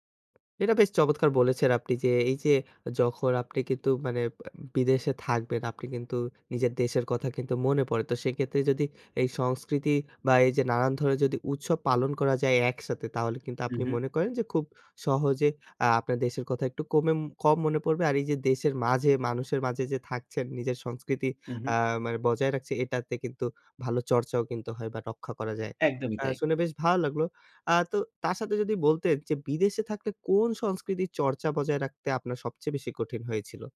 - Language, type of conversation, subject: Bengali, podcast, বিদেশে থাকলে তুমি কীভাবে নিজের সংস্কৃতি রক্ষা করো?
- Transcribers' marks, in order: tapping